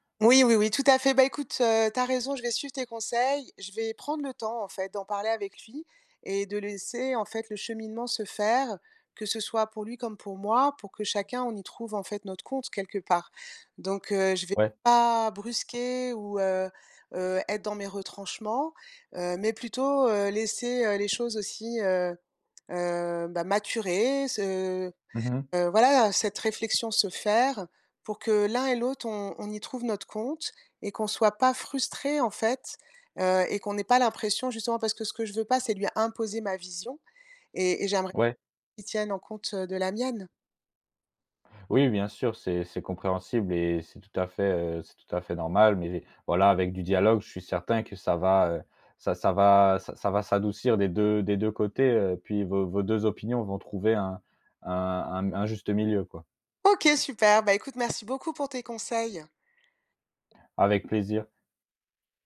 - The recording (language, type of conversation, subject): French, advice, Pourquoi vous disputez-vous souvent à propos de l’argent dans votre couple ?
- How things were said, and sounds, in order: tapping; other background noise